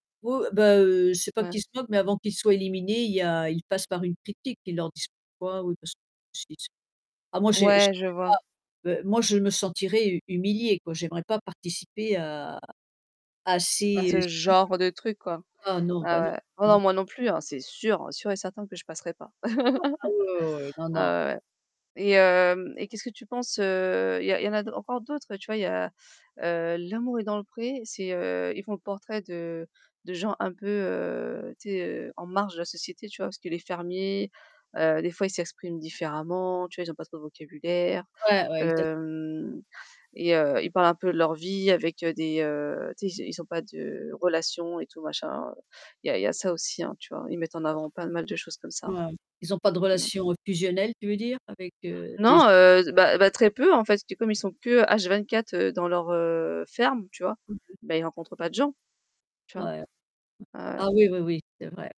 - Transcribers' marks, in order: static; tapping; distorted speech; unintelligible speech; stressed: "genre"; stressed: "sûr"; laugh; unintelligible speech; unintelligible speech; unintelligible speech
- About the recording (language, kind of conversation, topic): French, unstructured, Que penses-tu des émissions de télé-réalité qui humilient leurs participants ?